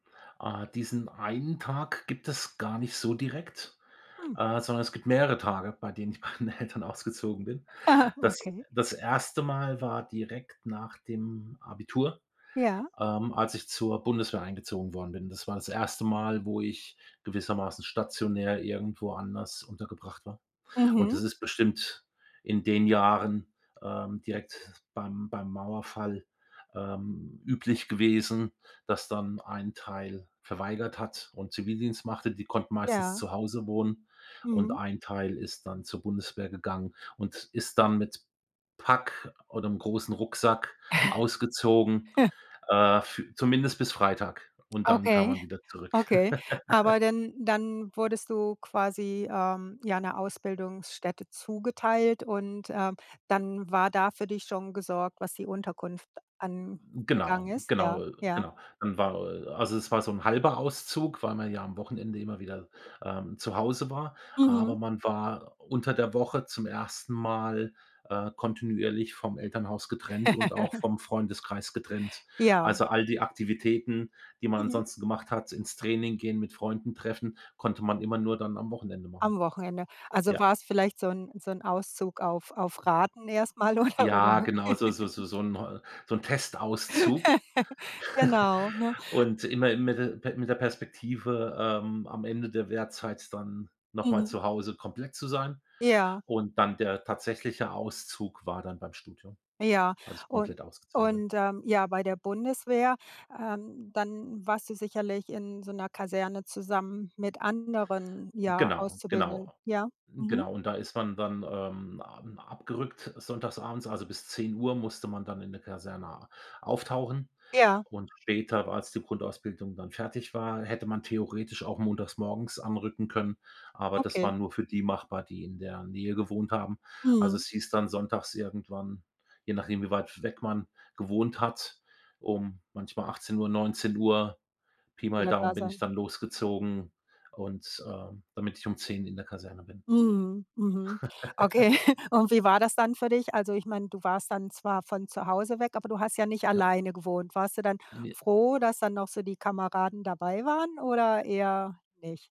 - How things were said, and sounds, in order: laughing while speaking: "bei meinen Eltern ausgezogen bin"; chuckle; chuckle; giggle; laughing while speaking: "oder"; chuckle; other background noise; chuckle
- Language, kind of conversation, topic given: German, podcast, Kannst du mir von dem Tag erzählen, an dem du aus dem Elternhaus ausgezogen bist?